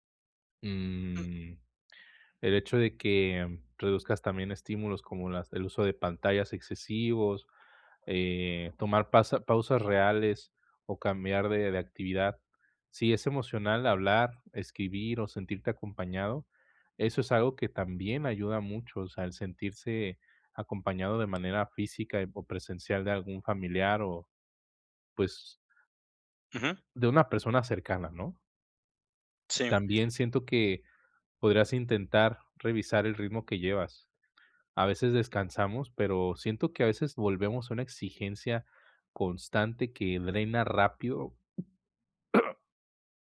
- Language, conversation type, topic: Spanish, advice, ¿Por qué, aunque he descansado, sigo sin energía?
- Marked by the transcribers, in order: tapping; throat clearing